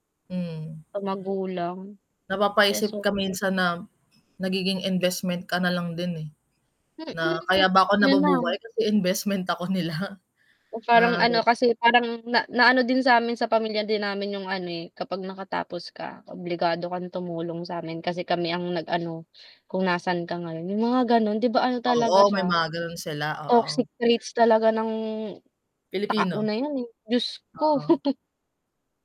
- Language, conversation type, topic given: Filipino, unstructured, Paano ka magpapasya sa pagitan ng pagtulong sa pamilya at pagtupad sa sarili mong pangarap?
- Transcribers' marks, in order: static; other background noise; distorted speech; laughing while speaking: "nila"; tapping; chuckle